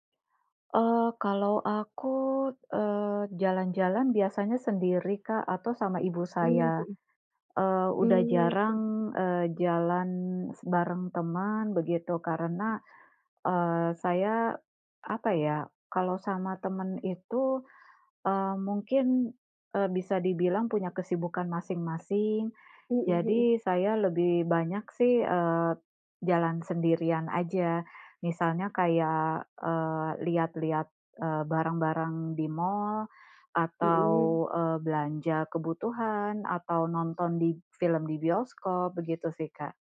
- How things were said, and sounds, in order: none
- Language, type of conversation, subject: Indonesian, unstructured, Apa kegiatan favoritmu saat libur panjang tiba?